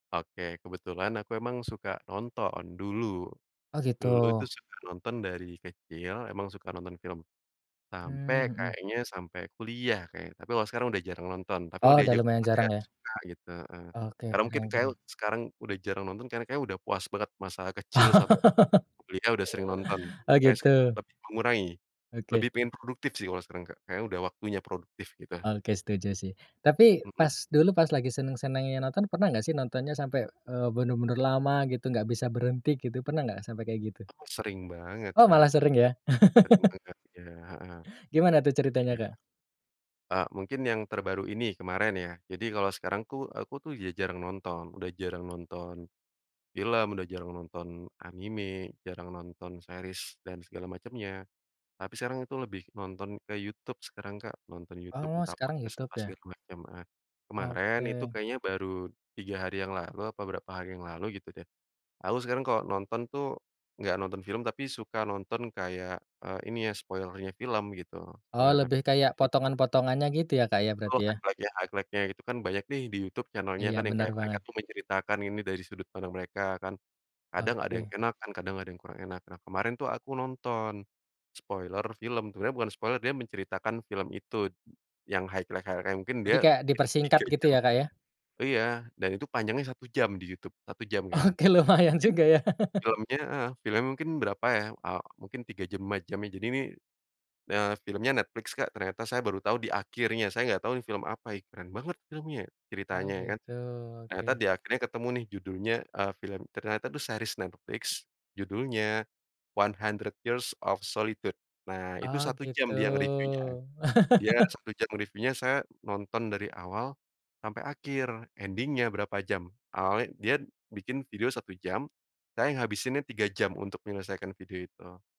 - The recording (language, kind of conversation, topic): Indonesian, podcast, Kapan kebiasaan menonton berlebihan mulai terasa sebagai masalah?
- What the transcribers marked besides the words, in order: laugh; other background noise; laugh; in English: "series"; in English: "podcast"; in English: "spoiler-nya"; in English: "spoiler-nya"; in English: "highlight-nya highlight-nya"; in English: "spoiler"; in English: "spoiler"; in English: "highlight-highlight-nya"; laughing while speaking: "Oke, lumayan juga ya"; laugh; in English: "series"; laugh; in English: "ending-nya"